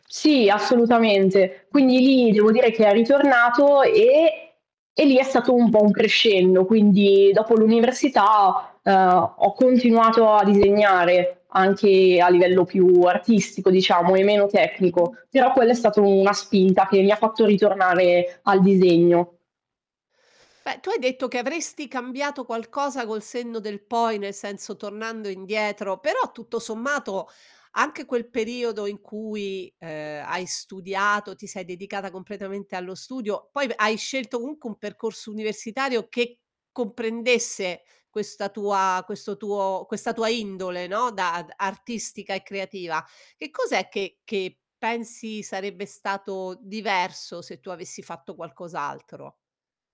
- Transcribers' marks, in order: distorted speech; tapping; "comunque" said as "unche"
- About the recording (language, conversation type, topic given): Italian, podcast, Quale esperienza ti ha fatto crescere creativamente?